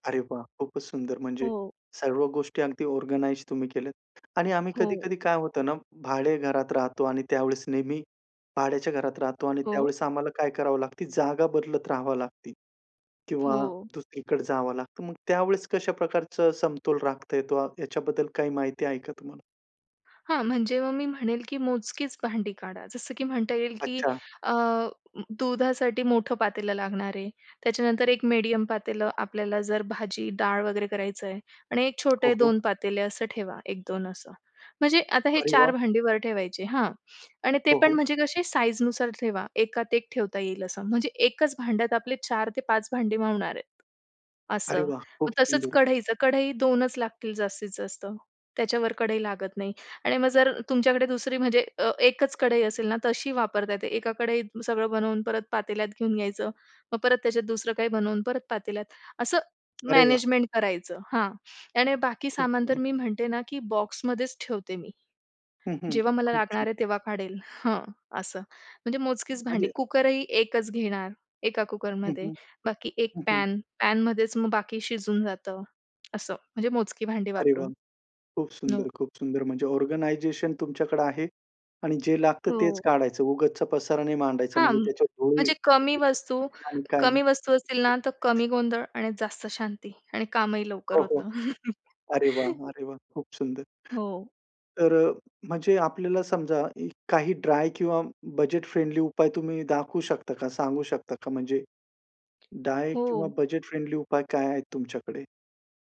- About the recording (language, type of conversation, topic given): Marathi, podcast, किचनमध्ये जागा वाचवण्यासाठी काय करता?
- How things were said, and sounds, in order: in English: "ऑर्गनाइज"; "भाड्याच्या" said as "भाडे"; "लागतं" said as "लागती"; other background noise; tapping; in English: "ऑर्गनायझेशन"; unintelligible speech; unintelligible speech; other noise; chuckle; in English: "ड्राय"; in English: "बजेट फ्रेंडली"; in English: "ड्राय"; in English: "बजेट फ्रेंडली"